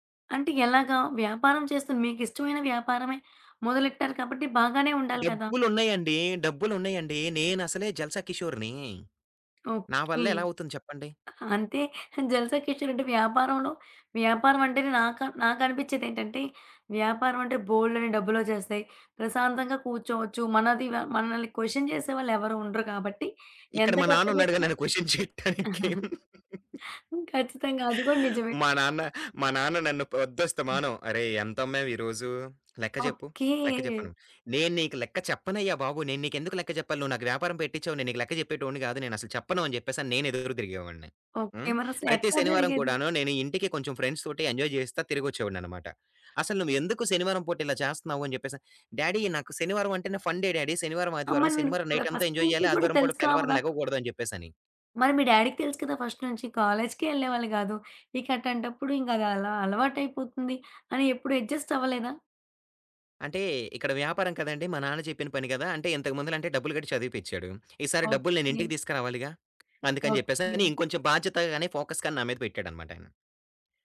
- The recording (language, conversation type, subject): Telugu, podcast, పని-జీవిత సమతుల్యాన్ని మీరు ఎలా నిర్వహిస్తారు?
- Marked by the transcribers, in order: other background noise; giggle; in English: "క్వషన్"; laughing while speaking: "క్వషన్ చేయటానికి"; in English: "క్వషన్"; giggle; tapping; in English: "ఫ్రెండ్స్‌తోటి ఎంజాయ్"; in English: "డాడీ"; in English: "ఫన్ డే డాడీ"; in English: "ఎంజాయ్"; in English: "ఫస్ట్"; "తెలుసుకావచ్చుగా?" said as "తెలుసుకావుగా?"; in English: "డ్యాడీకి"; in English: "ఫస్ట్"; in English: "అడ్జస్ట్"; in English: "ఫోకస్"